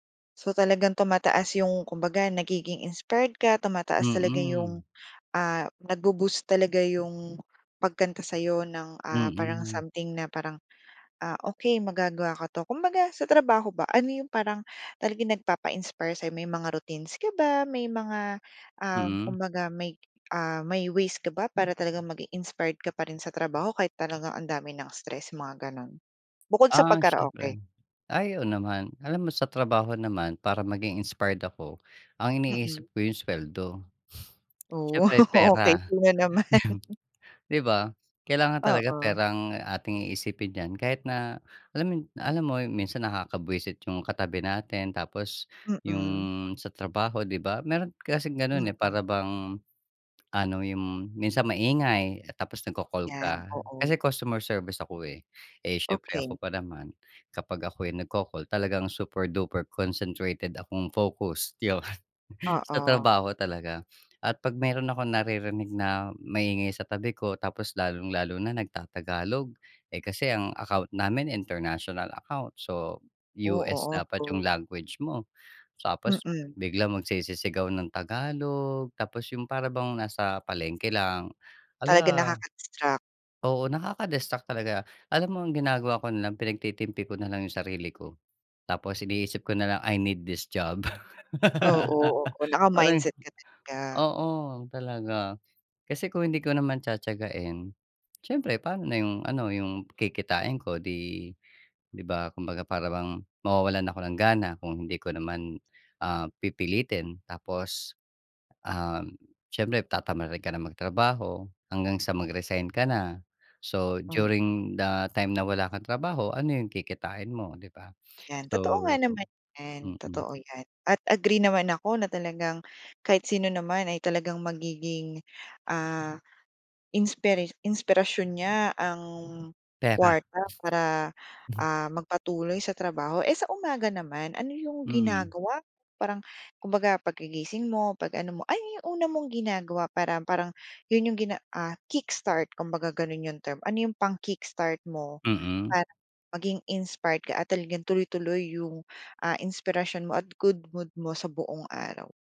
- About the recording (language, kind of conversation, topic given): Filipino, podcast, Ano ang ginagawa mo para manatiling inspirado sa loob ng mahabang panahon?
- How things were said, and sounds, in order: "kumbaga" said as "kungbaga"; fan; other background noise; laughing while speaking: "Oh, okey sino naman?"; laughing while speaking: "'di"; in English: "super-duper concentrated"; laughing while speaking: "yun"; in English: "I need this job"; laugh; in English: "So during the time"; sniff; "kumbaga" said as "kungbaga"; in English: "kickstart"; "kumbaga" said as "kungbaga"